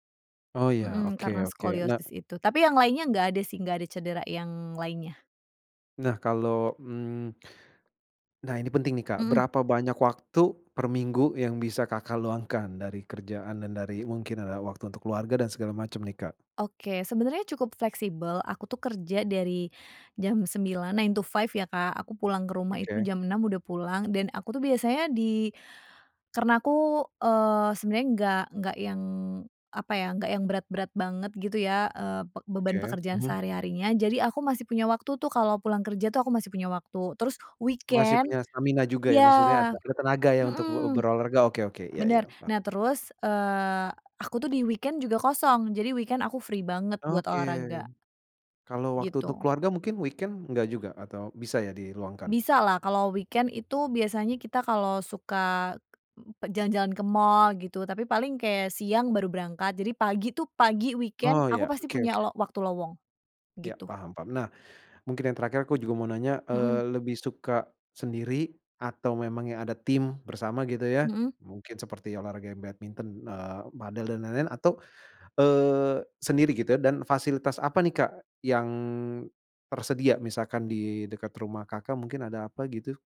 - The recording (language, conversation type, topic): Indonesian, advice, Apa yang membuatmu bingung memilih jenis olahraga yang paling cocok untukmu?
- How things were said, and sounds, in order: tapping; in English: "nine to five"; in English: "weekend"; in English: "weekend"; in English: "weekend"; in English: "free"; in English: "weekend"; other background noise; in English: "weekend"; in English: "weekend"